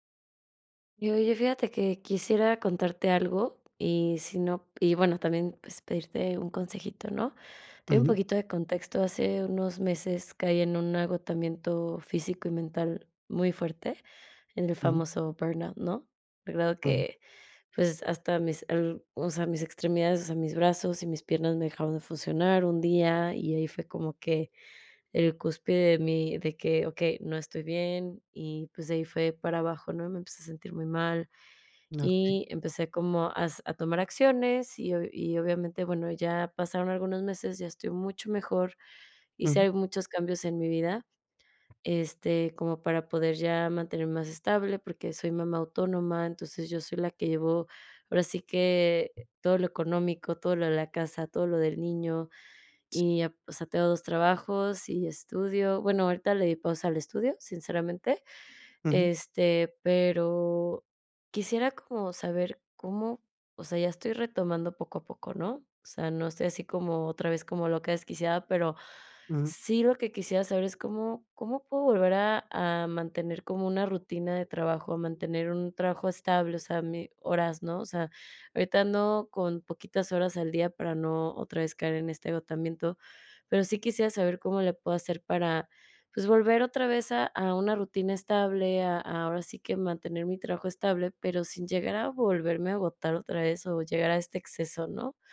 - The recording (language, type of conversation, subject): Spanish, advice, ¿Cómo puedo volver al trabajo sin volver a agotarme y cuidar mi bienestar?
- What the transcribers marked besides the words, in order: tapping